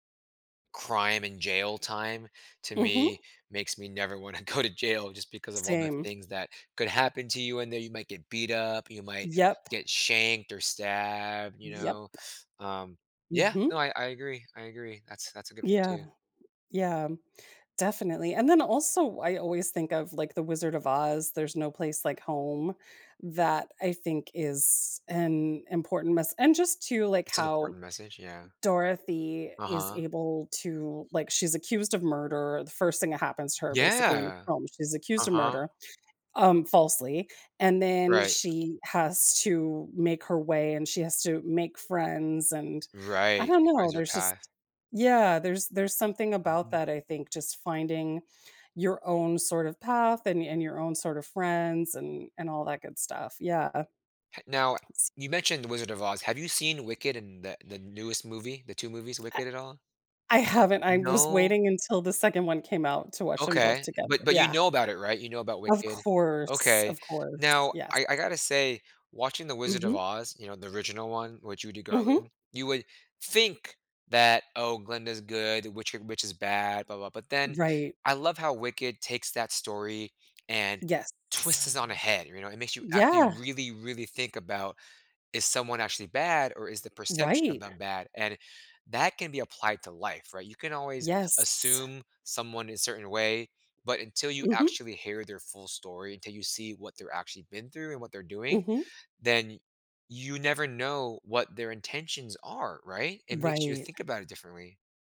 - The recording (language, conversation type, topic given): English, unstructured, How can a movie's surprising lesson help me in real life?
- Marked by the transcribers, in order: laughing while speaking: "go"; other background noise; stressed: "think"